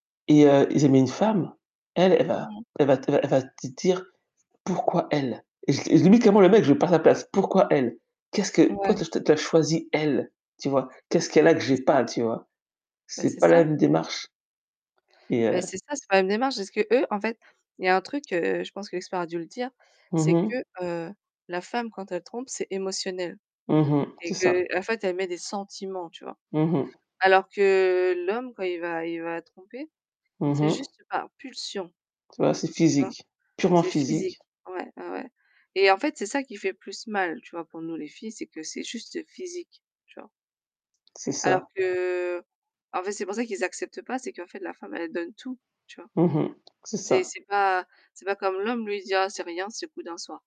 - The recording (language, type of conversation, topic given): French, unstructured, Comment gères-tu la jalousie dans une relation amoureuse ?
- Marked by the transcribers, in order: static; distorted speech; tapping